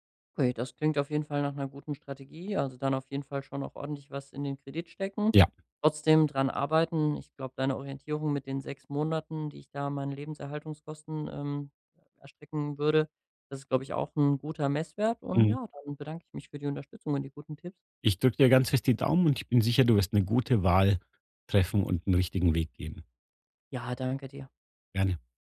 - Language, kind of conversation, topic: German, advice, Wie kann ich in der frühen Gründungsphase meine Liquidität und Ausgabenplanung so steuern, dass ich das Risiko gering halte?
- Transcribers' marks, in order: none